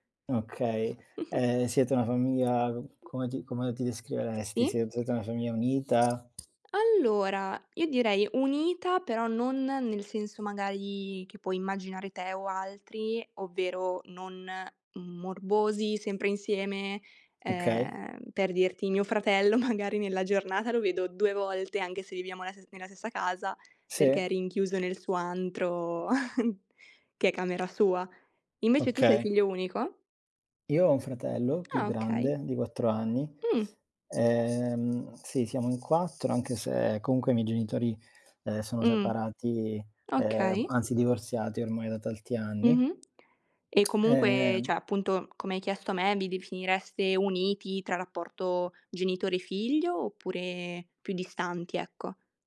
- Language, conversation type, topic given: Italian, unstructured, Come descriveresti una giornata perfetta trascorsa con la tua famiglia?
- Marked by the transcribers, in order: chuckle; other background noise; tapping; laughing while speaking: "magari"; chuckle; background speech; "tanti" said as "talti"; tongue click